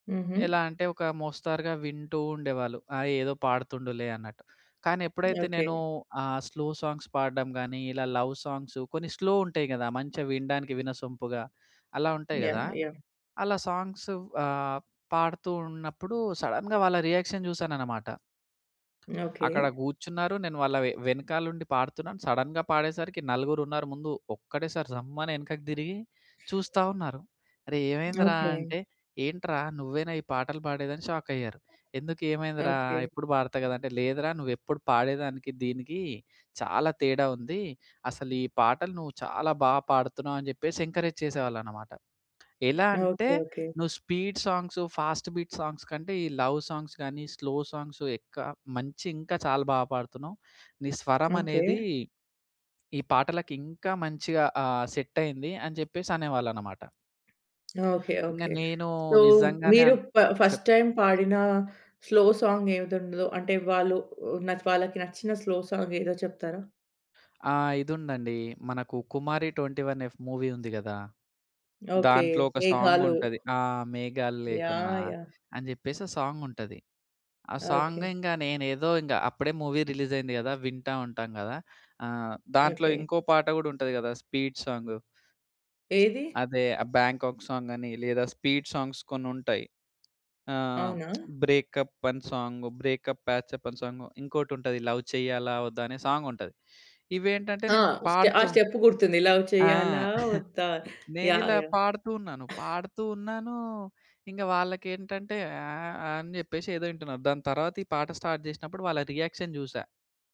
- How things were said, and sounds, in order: other background noise; in English: "స్లో సాంగ్స్"; in English: "లవ్"; in English: "స్లో"; in English: "సడెన్‌గా"; in English: "రియాక్షన్"; in English: "సడెన్‌గా"; in English: "షాక్"; in English: "ఎంకరేజ్"; in English: "స్పీడ్"; in English: "ఫాస్ట్ బీట్ సాంగ్స్"; in English: "లవ్ సాంగ్స్"; in English: "స్లో సాంగ్స్"; "ఎక్కువ" said as "ఎక్క"; in English: "సో"; in English: "ఫస్ట్ టైమ్"; in English: "స్లో సాంగ్"; in English: "స్లో"; in English: "మూవీ"; in English: "సాంగ్"; in English: "మూవీ రిలీజ్"; in English: "స్పీడ్"; in English: "సాంగ్"; in English: "స్పీడ్ సాంగ్స్"; in English: "సాంగ్"; in English: "లవ్"; in English: "సాంగ్"; tapping; in English: "స్టెప్"; giggle; singing: "లవ్ చేయాలా వద్ధా?"; cough; in English: "స్టార్ట్"; in English: "రియాక్షన్"
- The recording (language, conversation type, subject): Telugu, podcast, స్నేహితులు లేదా కుటుంబ సభ్యులు మీ సంగీత రుచిని ఎలా మార్చారు?